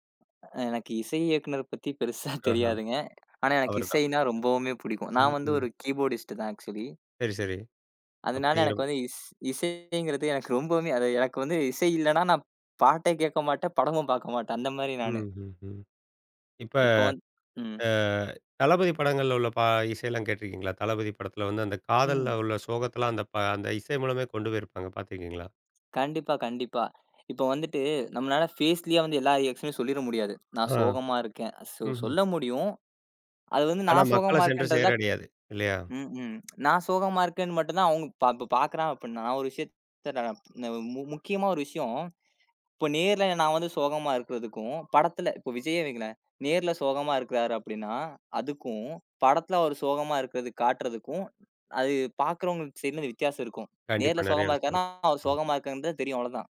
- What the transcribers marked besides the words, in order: laughing while speaking: "பெருசா தெரியாதுங்க"; in English: "கீபோர்டிஸ்ட்"; in English: "ஆக்சுவலி"; other background noise; tsk
- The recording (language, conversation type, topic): Tamil, podcast, கதை சொல்லுதலில் இசை எவ்வளவு முக்கியமான பங்கு வகிக்கிறது?